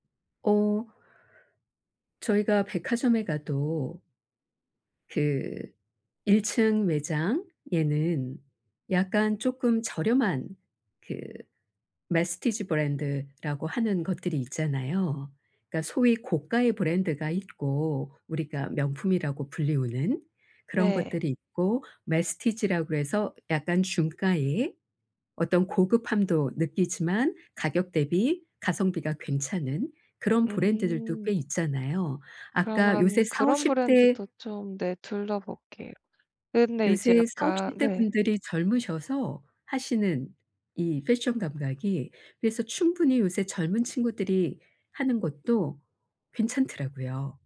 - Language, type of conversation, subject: Korean, advice, 한정된 예산으로 만족스러운 옷이나 선물을 효율적으로 고르려면 어떻게 해야 하나요?
- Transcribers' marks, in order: other background noise; in English: "Messtige"; in English: "Messtige"